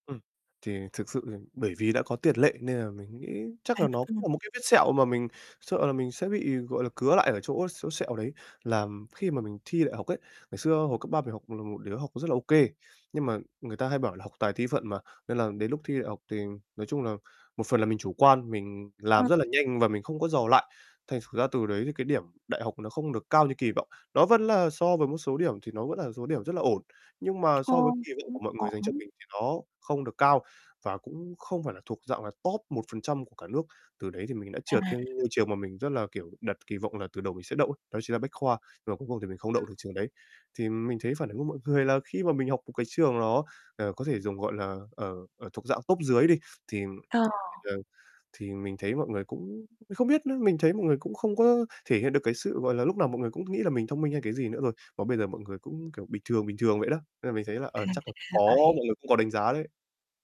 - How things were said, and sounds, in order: distorted speech; unintelligible speech; tapping; other background noise
- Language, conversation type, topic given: Vietnamese, advice, Nỗi sợ thất bại đang ảnh hưởng như thế nào đến mối quan hệ của bạn với gia đình hoặc bạn bè?